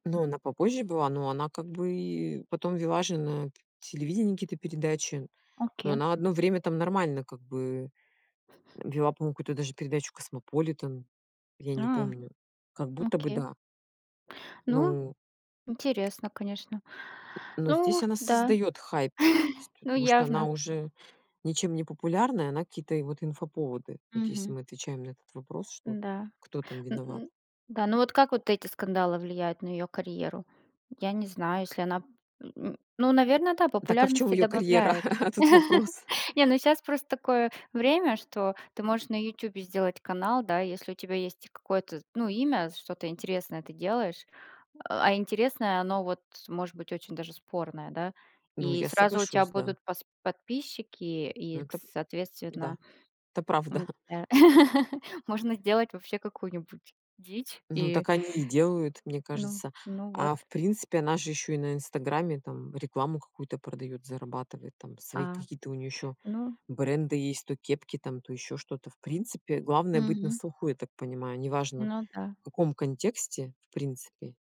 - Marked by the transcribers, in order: tapping; inhale; "то есть" said as "тсть"; chuckle; laugh; chuckle; laugh
- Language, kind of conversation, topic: Russian, unstructured, Почему звёзды шоу-бизнеса так часто оказываются в скандалах?